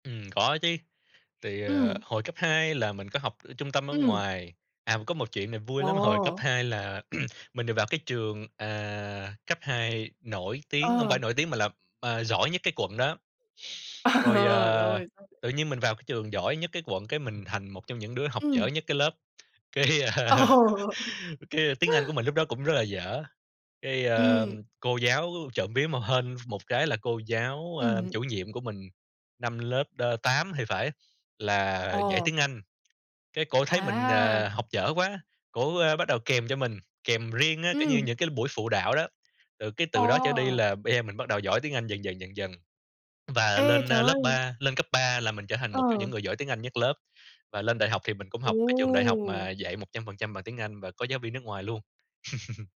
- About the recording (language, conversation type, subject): Vietnamese, unstructured, Bạn cảm thấy thế nào khi vừa hoàn thành một khóa học mới?
- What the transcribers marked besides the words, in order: tapping; throat clearing; laugh; unintelligible speech; laugh; laughing while speaking: "Ồ!"; laugh